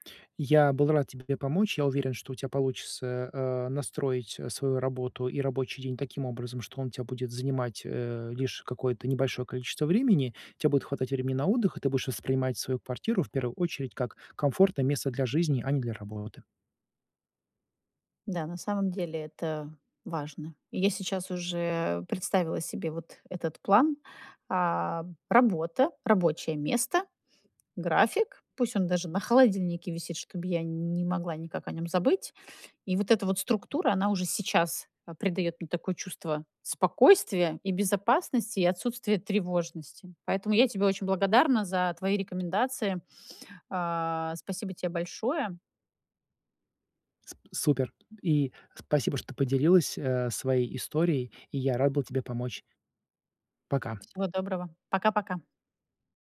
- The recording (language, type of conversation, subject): Russian, advice, Почему я так устаю, что не могу наслаждаться фильмами или музыкой?
- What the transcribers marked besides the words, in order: tapping; other background noise